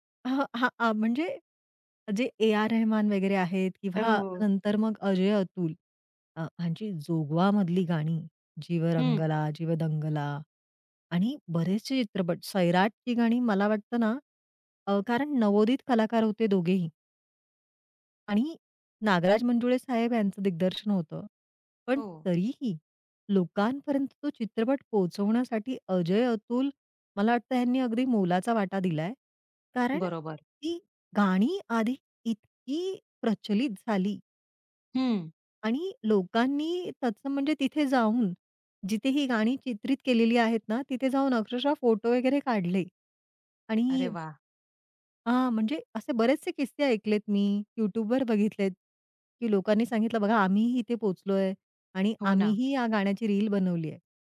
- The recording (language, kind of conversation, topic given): Marathi, podcast, चित्रपट आणि टीव्हीच्या संगीतामुळे तुझ्या संगीत-आवडीत काय बदल झाला?
- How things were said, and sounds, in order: tapping; other background noise